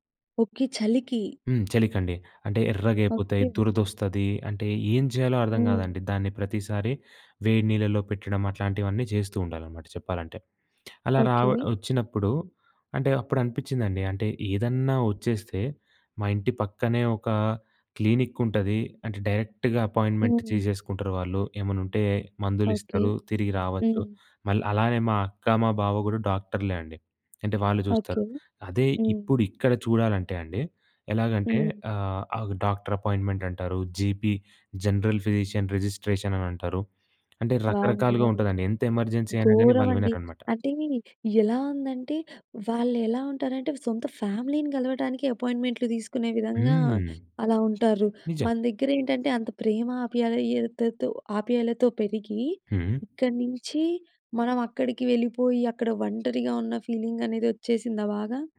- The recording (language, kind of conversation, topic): Telugu, podcast, వలస వెళ్లినప్పుడు మీరు ఏదైనా కోల్పోయినట్టుగా అనిపించిందా?
- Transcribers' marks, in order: lip smack; in English: "డైరెక్ట్‌గ"; tapping; in English: "జీపీ జనరల్ ఫిజీషియన్ రిజిస్ట్రేషన్"; in English: "ఎమర్జెన్సీ"; in English: "ఫ్యామిలీని"; other background noise